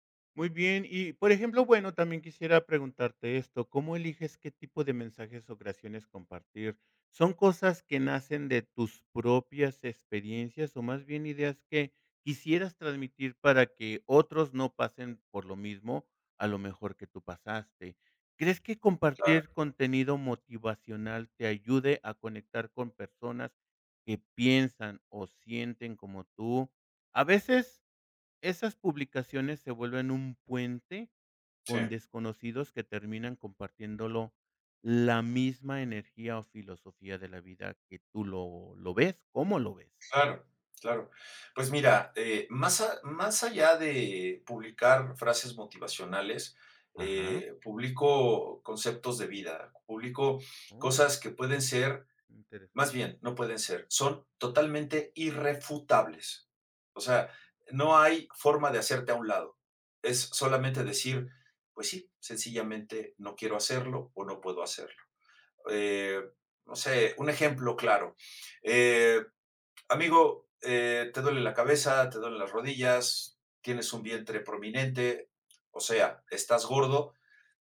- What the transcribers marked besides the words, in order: none
- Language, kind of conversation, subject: Spanish, podcast, ¿Qué te motiva a compartir tus creaciones públicamente?